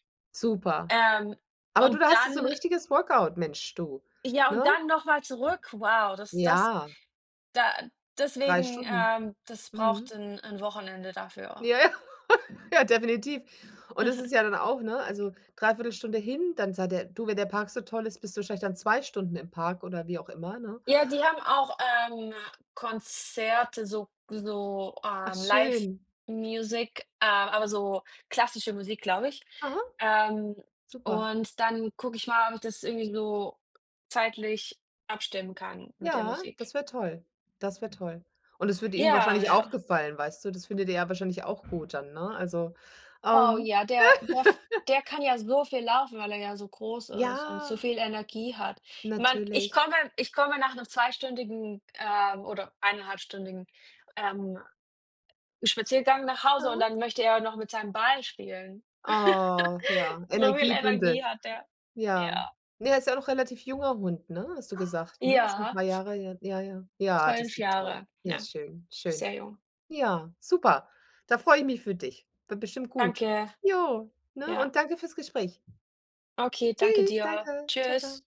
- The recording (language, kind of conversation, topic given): German, unstructured, Wie verbringst du am liebsten ein freies Wochenende?
- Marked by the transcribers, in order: other background noise; laughing while speaking: "Ja, ja"; laugh; chuckle; unintelligible speech; laugh; drawn out: "Ja"; drawn out: "Oh"; chuckle; dog barking